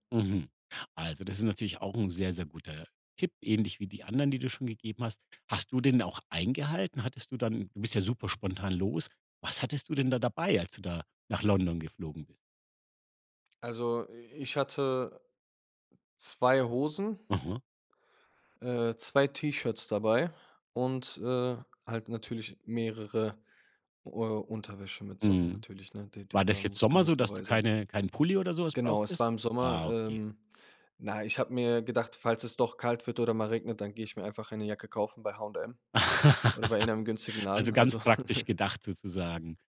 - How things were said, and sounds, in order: stressed: "eingehalten?"; other background noise; laugh; chuckle
- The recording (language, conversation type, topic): German, podcast, Welche Tipps hast du für die erste Solo-Reise?